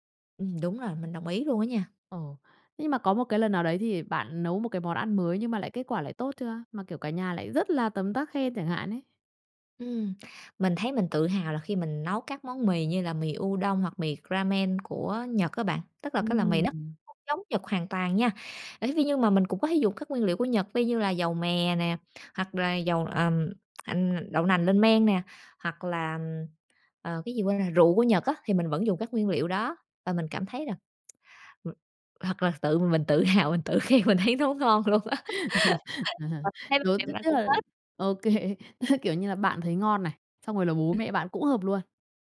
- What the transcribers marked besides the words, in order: tapping; tsk; laughing while speaking: "tự hào, mình tự khen, mình thấy nó ngon luôn á"; laugh; laughing while speaking: "OK, ơ"
- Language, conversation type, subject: Vietnamese, podcast, Bạn thường nấu món gì khi muốn chăm sóc ai đó bằng một bữa ăn?